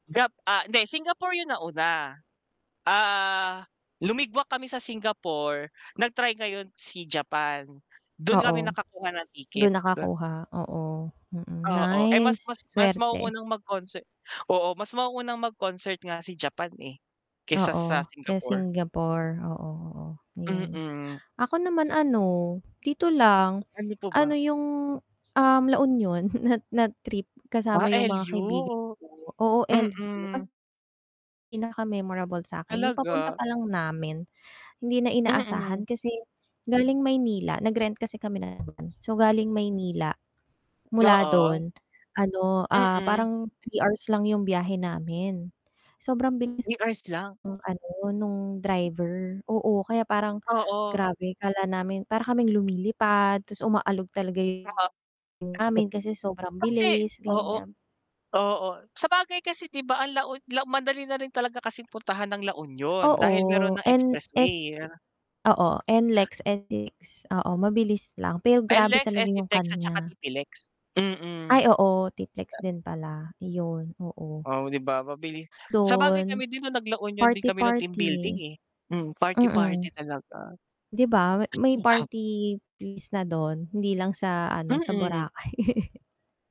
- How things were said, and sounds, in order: tapping; distorted speech; bird; static; unintelligible speech; other background noise; chuckle
- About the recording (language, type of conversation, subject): Filipino, unstructured, Ano ang pinakatumatak na karanasan mo kasama ang mga kaibigan?